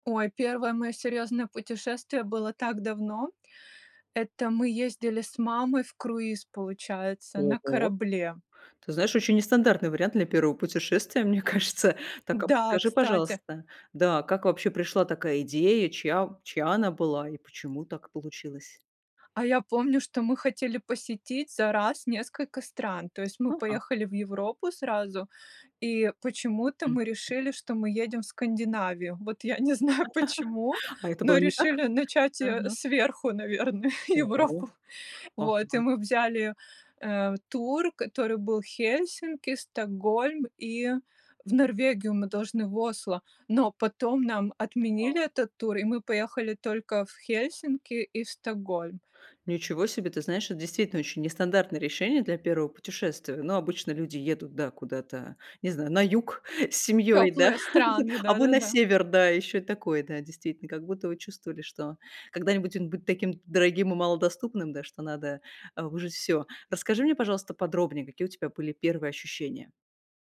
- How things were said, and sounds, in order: laughing while speaking: "мне кажется"; laugh; laughing while speaking: "не знаю"; laughing while speaking: "наверное, Европу"; other noise; chuckle
- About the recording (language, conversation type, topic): Russian, podcast, Как прошло твоё первое серьёзное путешествие?